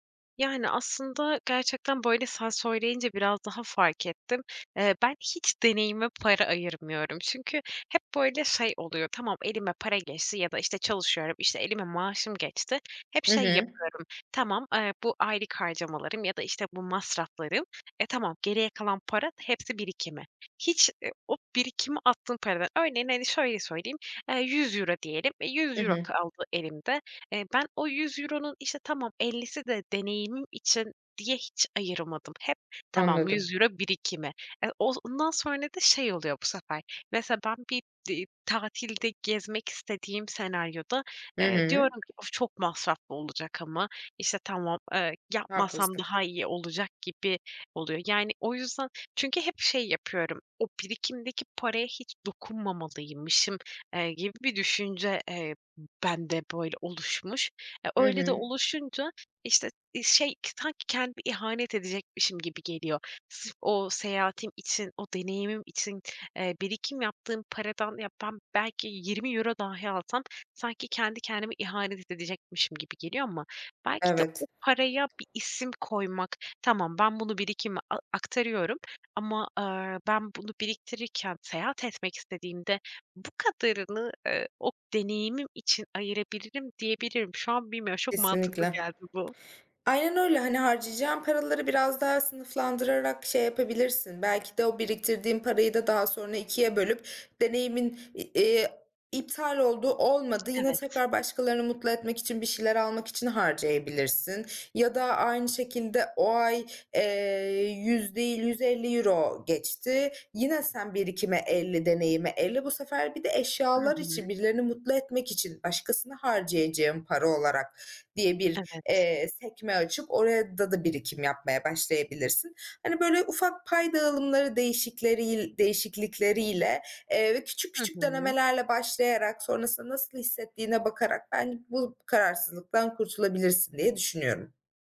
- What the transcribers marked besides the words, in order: other background noise; tapping
- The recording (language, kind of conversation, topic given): Turkish, advice, Deneyimler ve eşyalar arasında bütçemi nasıl paylaştırmalıyım?